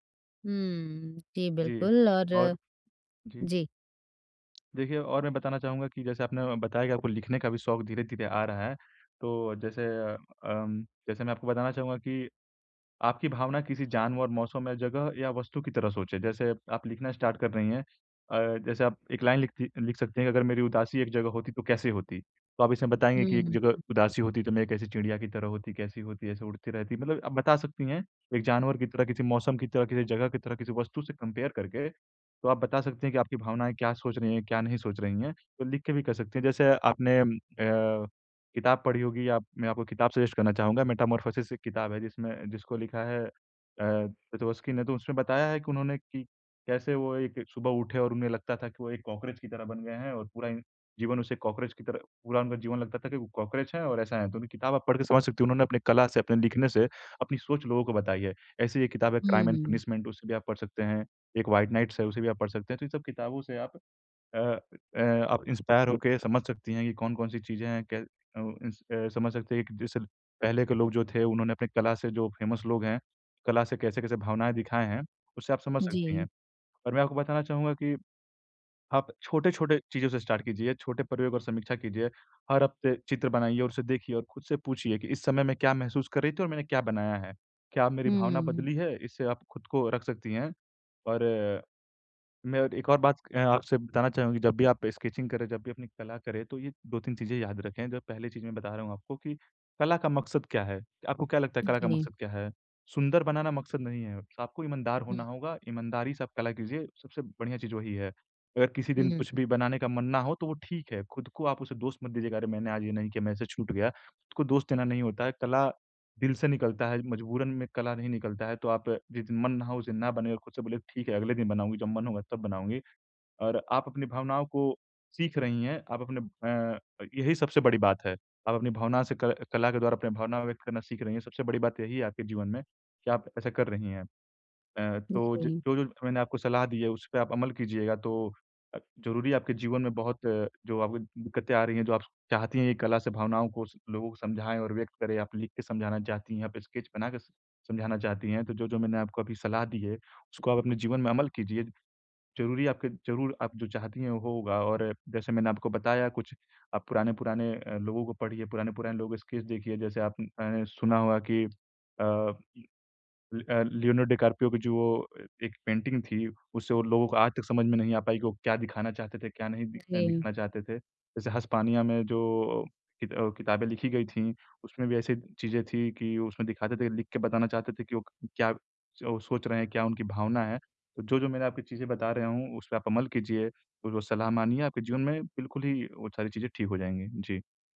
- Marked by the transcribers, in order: in English: "स्टार्ट"; in English: "लाइन"; in English: "कंपेयर"; tapping; in English: "सजेस्ट"; in English: "कॉकरोच"; in English: "कॉकरोच"; in English: "कॉकरोच"; background speech; in English: "इंस्पायर"; in English: "फेमस"; in English: "स्टार्ट"; in English: "स्केचिंग"; in English: "स्केच"; in English: "स्केच"; in English: "पेंटिंग"
- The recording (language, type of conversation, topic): Hindi, advice, कला के ज़रिए मैं अपनी भावनाओं को कैसे समझ और व्यक्त कर सकता/सकती हूँ?